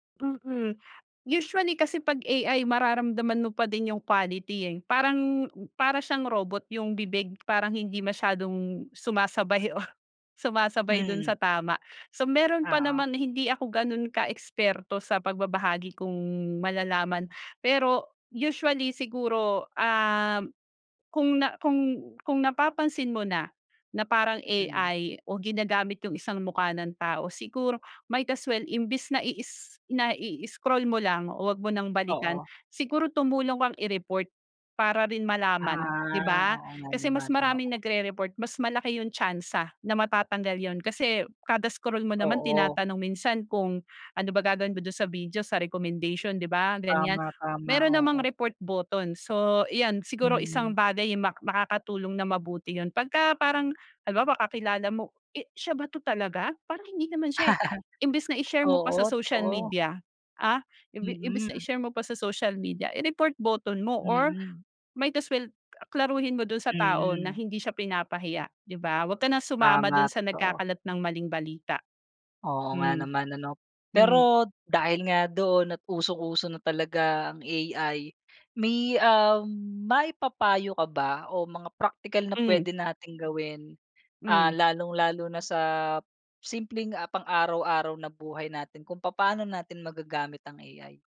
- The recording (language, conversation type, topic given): Filipino, podcast, Ano ang opinyon mo tungkol sa paggamit ng artipisyal na katalinuhan sa pang-araw-araw na buhay?
- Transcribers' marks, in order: tapping; laughing while speaking: "o"; other background noise; laugh